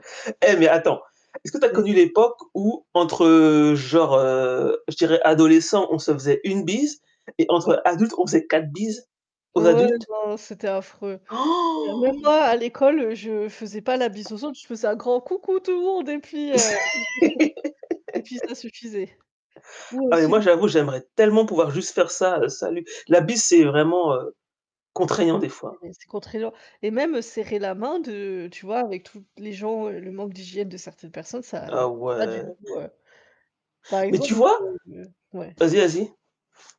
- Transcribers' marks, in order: static; unintelligible speech; distorted speech; gasp; tapping; laugh; chuckle; other background noise
- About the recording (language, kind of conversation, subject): French, unstructured, Comment la posture peut-elle influencer la façon dont les autres vous perçoivent à l’étranger ?